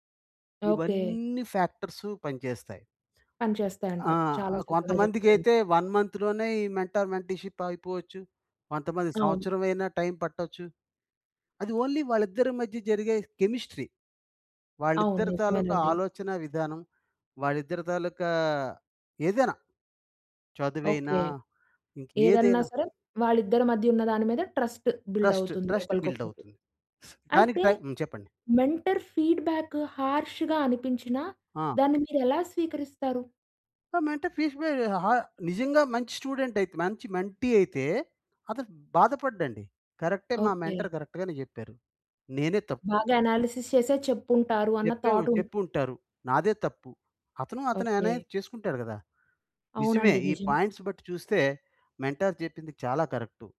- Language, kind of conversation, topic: Telugu, podcast, ఎవరినైనా మార్గదర్శకుడిగా ఎంచుకునేటప్పుడు మీరు ఏమేమి గమనిస్తారు?
- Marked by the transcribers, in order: other background noise; in English: "వన్ మంత్‌లోనే"; in English: "మెంటార్ మెంటల్షిప్"; in English: "ఓన్లీ"; in English: "కెమిస్ట్రీ"; in English: "ట్రస్ట్ బిల్డ్"; in English: "ట్రస్ట్. ట్రస్ట్ బిల్డ్"; in English: "మెంటర్ ఫీడ్బ్యాక్ హర్ష్‌గా"; in English: "మెంటర్"; in English: "మెంటీ"; in English: "మెంటర్ కరెక్ట్"; in English: "అనాలిసిస్"; in English: "థాట్"; in English: "పాయింట్స్"; in English: "మెంటర్"